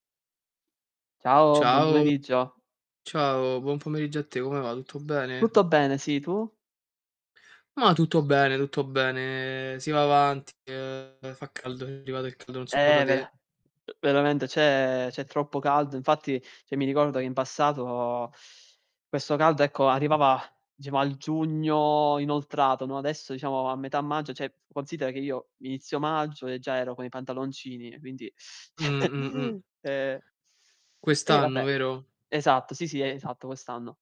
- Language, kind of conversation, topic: Italian, unstructured, Come dovremmo affrontare il problema della disoccupazione?
- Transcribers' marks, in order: other background noise; bird; tapping; drawn out: "bene"; distorted speech; other noise; "cioè" said as "ceh"; teeth sucking; "cioè" said as "ceh"; chuckle; static; "vabbè" said as "abbè"